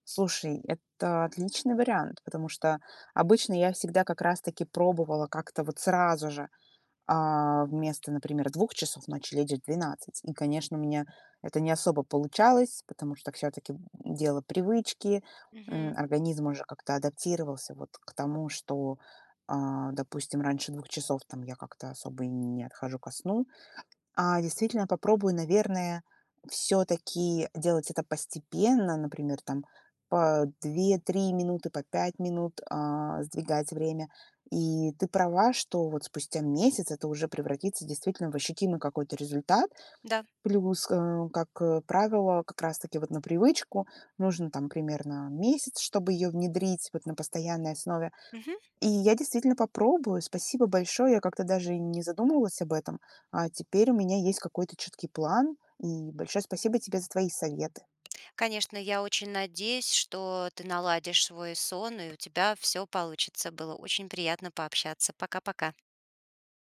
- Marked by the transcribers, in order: tapping; other background noise
- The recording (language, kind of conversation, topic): Russian, advice, Почему у меня нерегулярный сон: я ложусь в разное время и мало сплю?